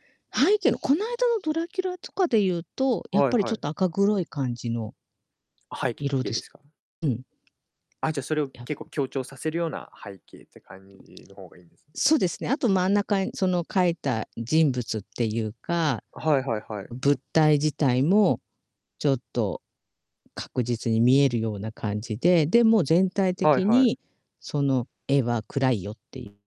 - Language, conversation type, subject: Japanese, unstructured, 挑戦してみたい新しい趣味はありますか？
- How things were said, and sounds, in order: tapping; distorted speech